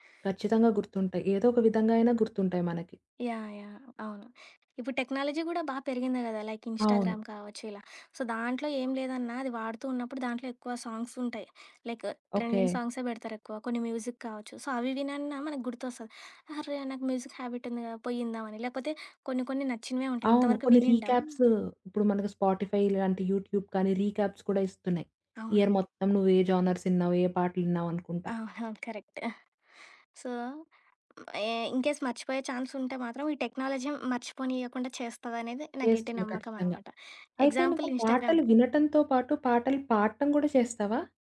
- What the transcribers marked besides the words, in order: in English: "టెక్నాలజీ"; in English: "లైక్ ఇన్‌స్టాగ్రామ్"; in English: "సో"; in English: "లైక్ ట్రెండింగ్"; in English: "మ్యూజిక్"; in English: "సో"; in English: "మ్యూజిక్"; in English: "స్పాటిఫై"; in English: "యూట్యూబ్"; in English: "రీక్యాప్స్"; in English: "ఇయర్"; in English: "కరెక్ట్"; in English: "సో"; in English: "ఇన్‌కేస్"; in English: "టెక్నాలజీ"; in English: "ఎగ్జాంపుల్ ఇన్‌స్టాగ్రామ్"
- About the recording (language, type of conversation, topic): Telugu, podcast, పాత హాబీతో మళ్లీ మమేకమయ్యేటప్పుడు సాధారణంగా ఎదురయ్యే సవాళ్లు ఏమిటి?